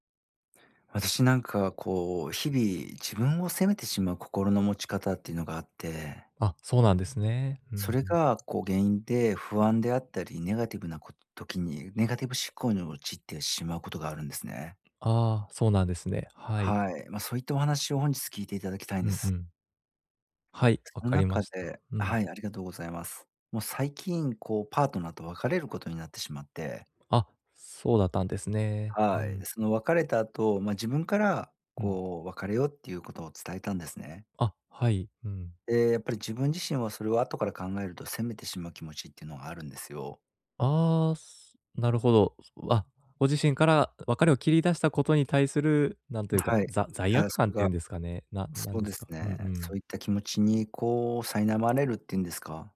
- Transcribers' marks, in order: none
- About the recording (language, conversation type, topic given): Japanese, advice, どうすれば自分を責めずに心を楽にできますか？